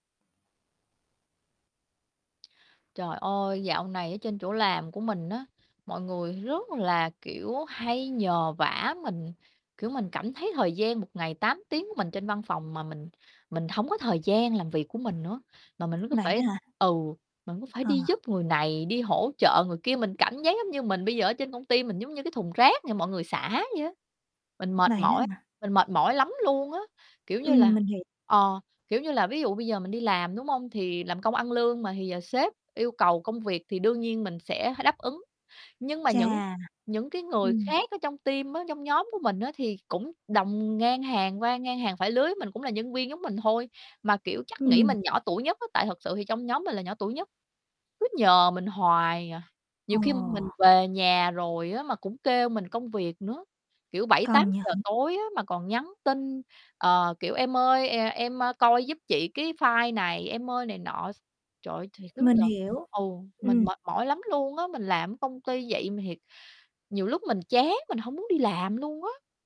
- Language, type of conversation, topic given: Vietnamese, advice, Làm thế nào để bạn từ chối các yêu cầu một cách khéo léo khi chúng đang chiếm dụng quá nhiều thời gian của bạn?
- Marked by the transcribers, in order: tapping; in English: "team"; static; distorted speech; unintelligible speech